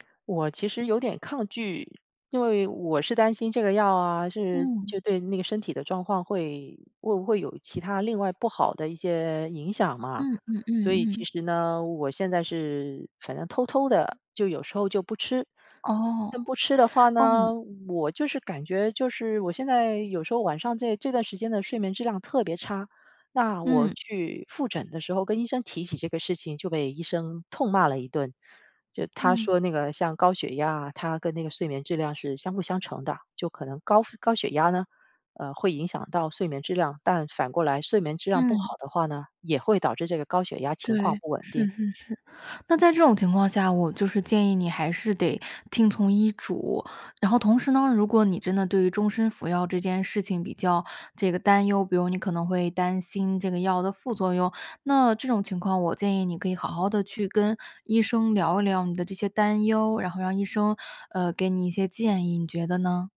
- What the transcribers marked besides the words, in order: other background noise
- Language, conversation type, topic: Chinese, advice, 当你把身体症状放大时，为什么会产生健康焦虑？